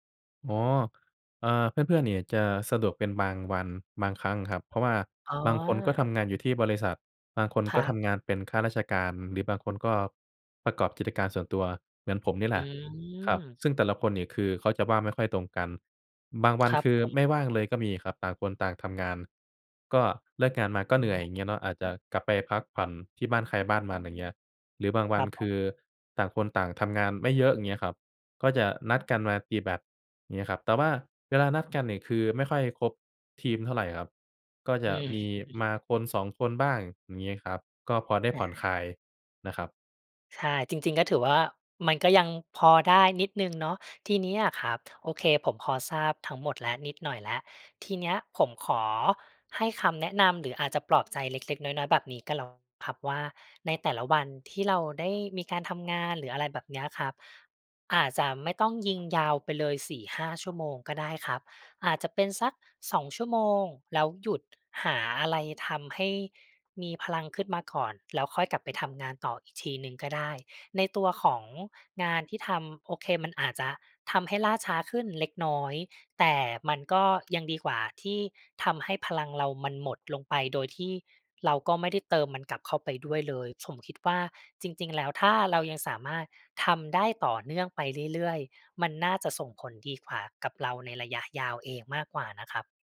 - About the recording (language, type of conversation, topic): Thai, advice, จะเริ่มจัดสรรเวลาเพื่อทำกิจกรรมที่ช่วยเติมพลังให้ตัวเองได้อย่างไร?
- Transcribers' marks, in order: other background noise; tapping